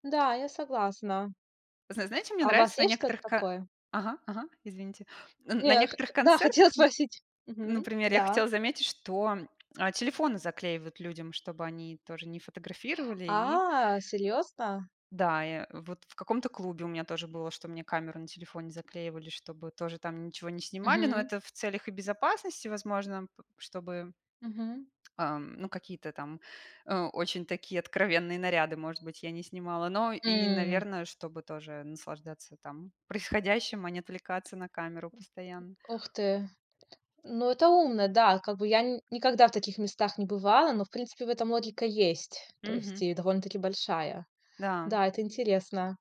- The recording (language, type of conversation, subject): Russian, unstructured, Что вас больше всего раздражает в туристах?
- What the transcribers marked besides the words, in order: laughing while speaking: "хотела спросить"; surprised: "А, серьезно?"; other background noise; tapping; unintelligible speech